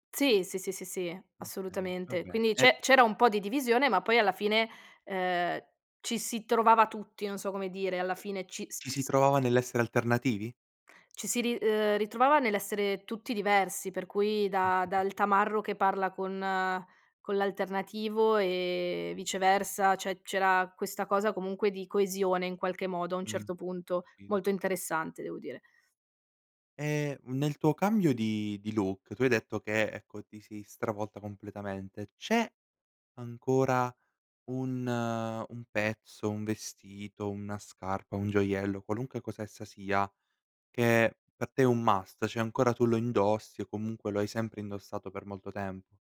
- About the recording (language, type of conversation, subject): Italian, podcast, Come è cambiato il tuo modo di vestirti nel tempo?
- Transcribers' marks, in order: "cioè" said as "ceh"; in English: "must"; "cioè" said as "ceh"